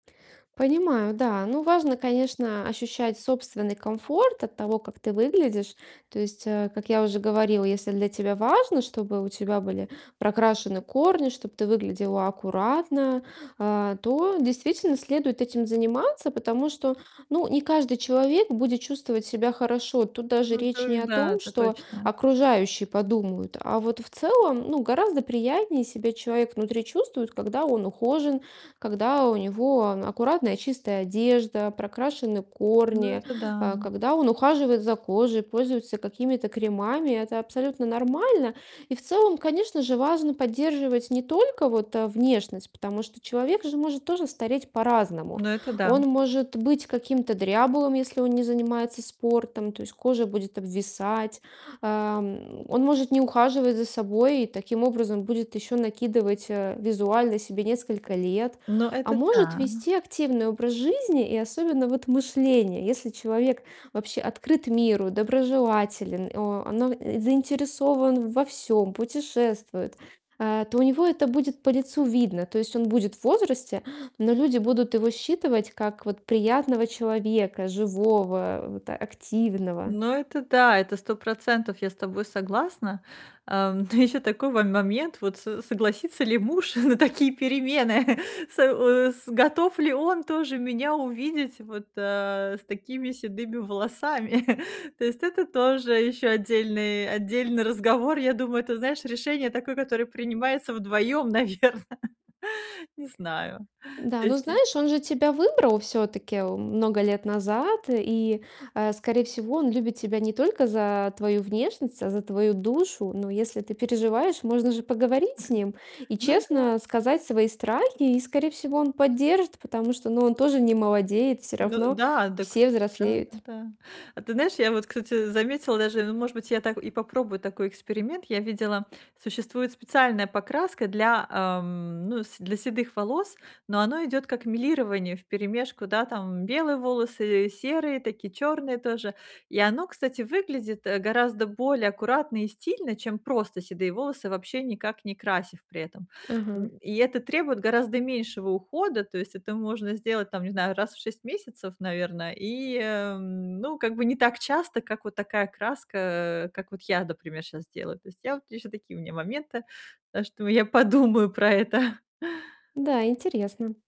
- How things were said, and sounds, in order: distorted speech; tapping; laughing while speaking: "но еще"; laughing while speaking: "на"; chuckle; chuckle; laughing while speaking: "наверно"; laugh; chuckle; other background noise; chuckle
- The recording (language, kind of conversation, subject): Russian, advice, Как мне привыкнуть к изменениям в теле и сохранить качество жизни?